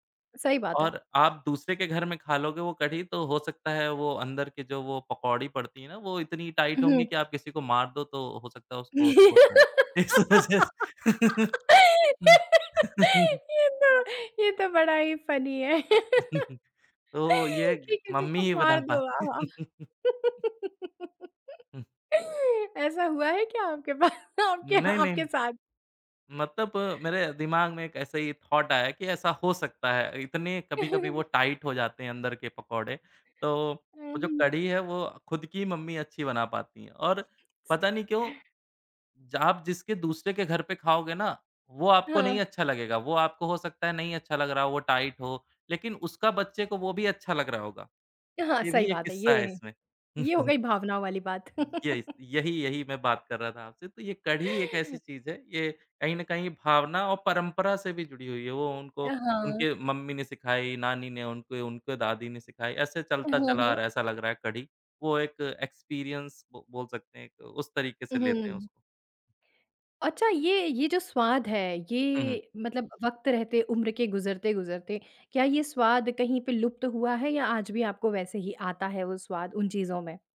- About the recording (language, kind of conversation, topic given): Hindi, podcast, आपके बचपन का सबसे यादगार खाना कौन-सा था?
- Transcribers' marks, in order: tapping; in English: "टाइट"; giggle; laughing while speaking: "ये तो ये तो बड़ा … आपके आपके साथ"; laughing while speaking: "इस वजह स"; in English: "फ़नी"; laugh; chuckle; laughing while speaking: "पाती हैं"; laugh; chuckle; other background noise; in English: "थॉट"; in English: "टाइट"; chuckle; other noise; in English: "टाइट"; chuckle; in English: "एक्सपीरियंस"